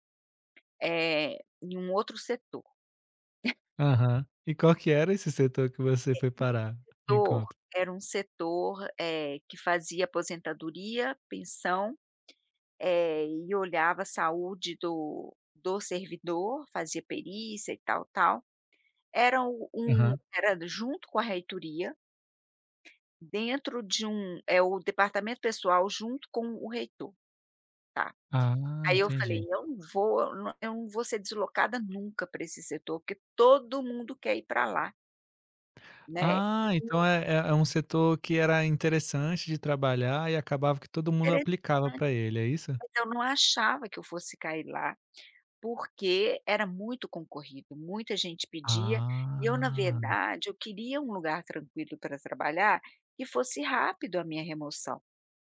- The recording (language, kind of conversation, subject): Portuguese, podcast, Quando foi que um erro seu acabou abrindo uma nova porta?
- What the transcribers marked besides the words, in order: tapping; chuckle; unintelligible speech; other background noise; drawn out: "Ah"